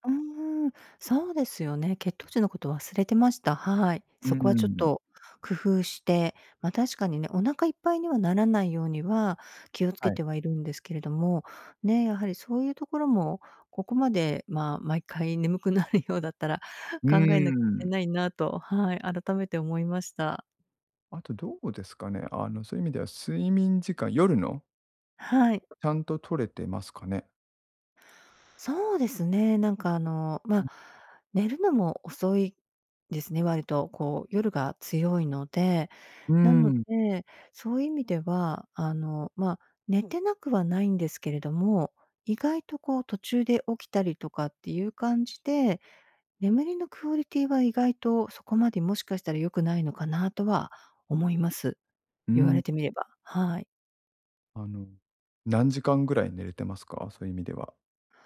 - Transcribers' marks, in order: other noise; other background noise
- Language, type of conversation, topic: Japanese, advice, 短時間の昼寝で疲れを早く取るにはどうすればよいですか？